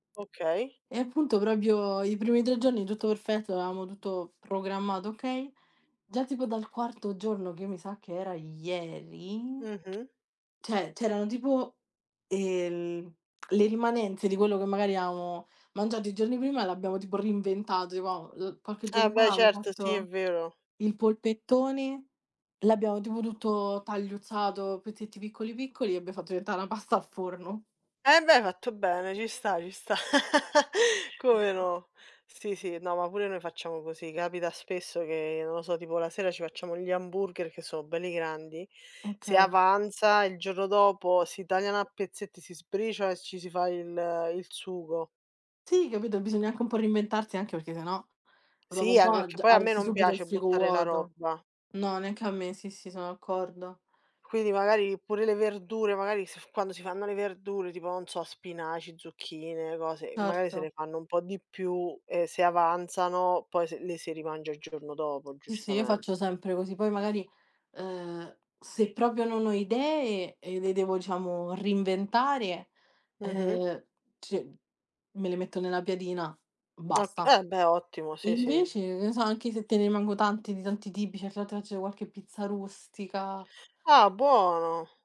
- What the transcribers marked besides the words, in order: "proprio" said as "propio"; tapping; "cioè" said as "ceh"; "reinventato" said as "rinventato"; unintelligible speech; "diventare" said as "diventà"; "una" said as "na"; chuckle; other noise; "proprio" said as "propio"; "reinventare" said as "rinventare"; unintelligible speech; unintelligible speech
- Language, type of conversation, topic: Italian, unstructured, Come scegli cosa mangiare durante la settimana?